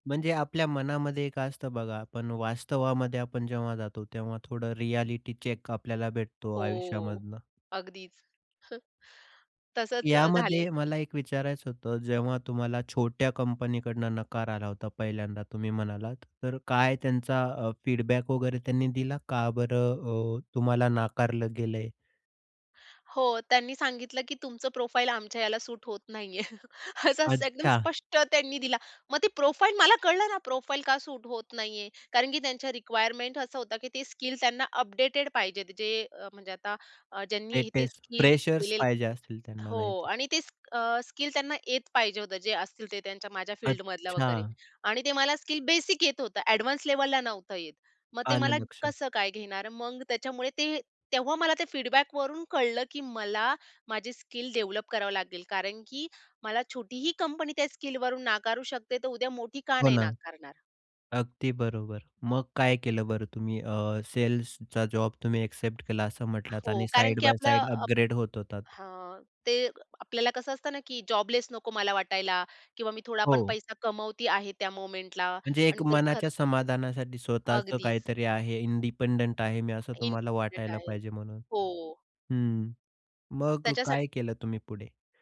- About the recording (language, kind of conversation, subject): Marathi, podcast, नकार मिळाल्यावर तुम्ही त्याला कसे सामोरे जाता?
- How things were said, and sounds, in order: in English: "चेक"; tapping; chuckle; in English: "फीडबॅक"; chuckle; in English: "प्रोफाईल"; in English: "प्रोफाईल"; other background noise; in English: "ॲडवान्स"; in English: "फीडबॅकवरून"; in English: "डेव्हलप"; in English: "साइड बाय साइड अपग्रेड"; in English: "मोमेंटला"; in English: "इंडिपेंडंट"; in English: "इंडिपेंडंट"